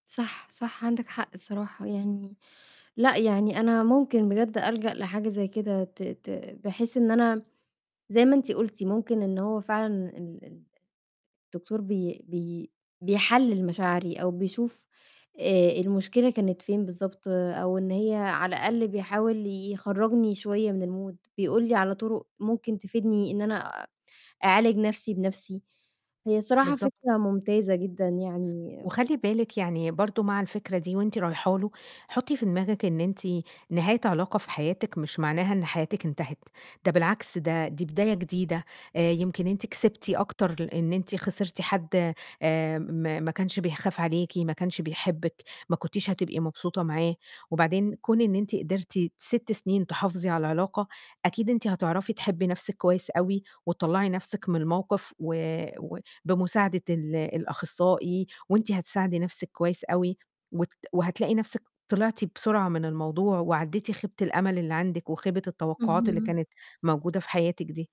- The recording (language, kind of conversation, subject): Arabic, advice, إزاي أتعامل مع خيبة أمل عاطفية بعد نهاية علاقة وتوقعات راحت؟
- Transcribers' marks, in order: in English: "الmood"